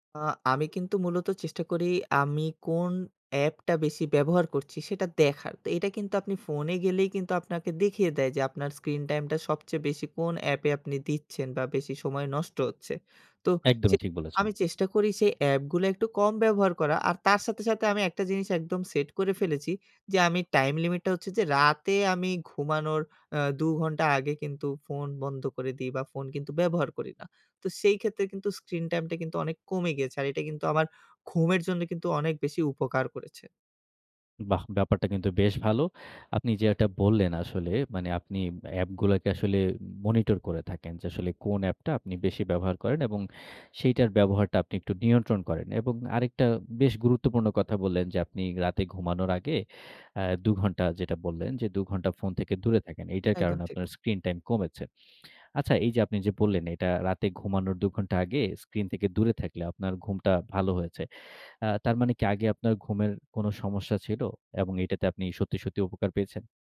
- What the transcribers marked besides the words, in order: "যেটা" said as "যেয়াটা"
- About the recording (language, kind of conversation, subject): Bengali, podcast, স্ক্রিন টাইম কমাতে আপনি কী করেন?